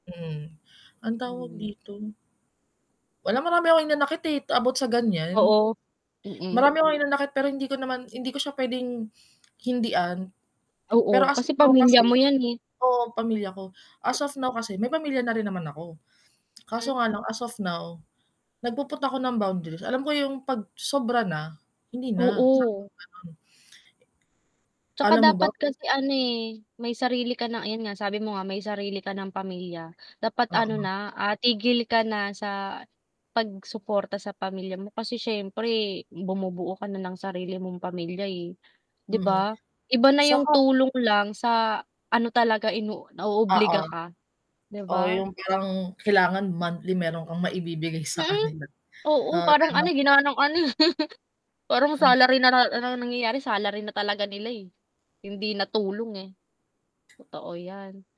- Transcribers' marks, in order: static; lip smack; lip smack; distorted speech; laughing while speaking: "eh"; chuckle
- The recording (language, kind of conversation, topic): Filipino, unstructured, Paano ka magpapasya sa pagitan ng pagtulong sa pamilya at pagtupad sa sarili mong pangarap?